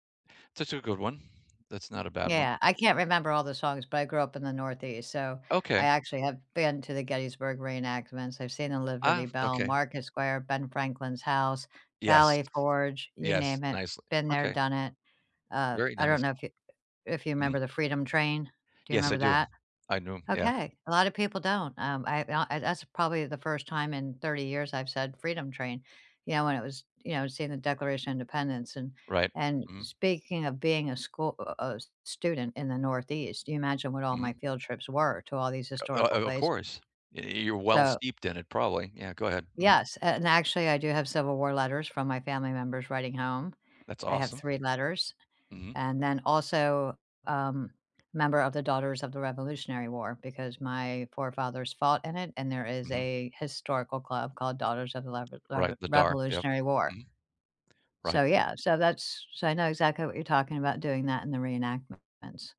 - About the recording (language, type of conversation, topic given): English, unstructured, Which movie soundtracks have unexpectedly become the background music of your life?
- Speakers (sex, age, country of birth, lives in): female, 60-64, United States, United States; male, 50-54, United States, United States
- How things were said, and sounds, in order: other background noise; tapping